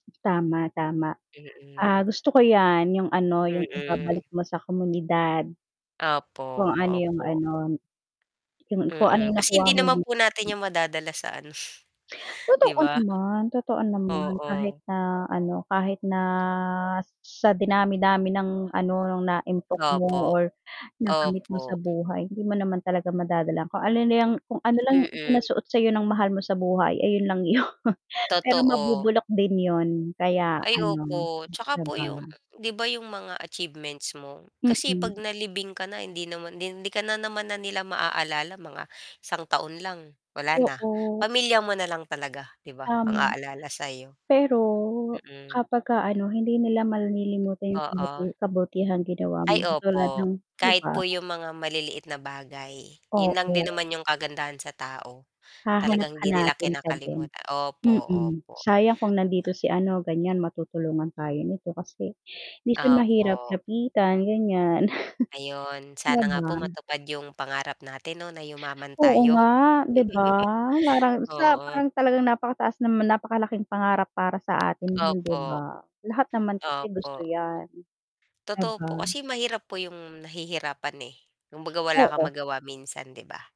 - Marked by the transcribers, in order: tapping; static; scoff; dog barking; laughing while speaking: "'yon"; chuckle; chuckle
- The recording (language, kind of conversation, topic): Filipino, unstructured, Paano mo pinapanatili ang motibasyon habang tinutupad mo ang iyong mga pangarap?